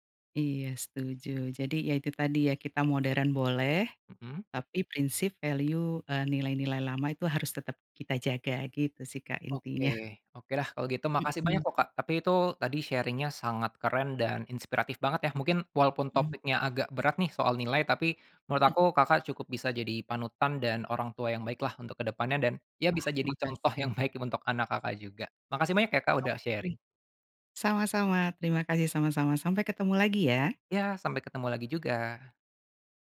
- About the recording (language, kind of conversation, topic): Indonesian, podcast, Bagaimana kamu menyeimbangkan nilai-nilai tradisional dengan gaya hidup kekinian?
- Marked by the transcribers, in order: in English: "value"; chuckle; in English: "sharing-nya"; in English: "sharing"